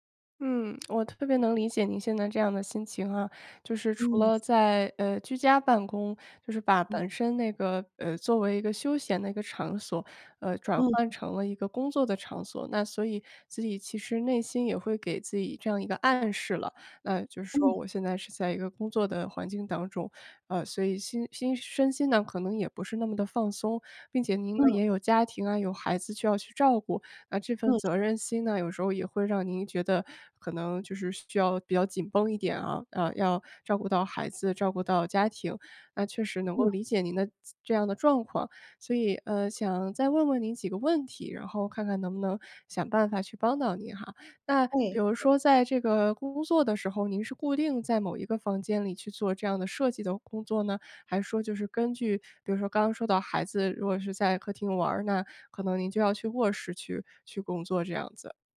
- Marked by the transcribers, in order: other background noise; tapping
- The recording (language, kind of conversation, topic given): Chinese, advice, 为什么我在家里很难放松休息？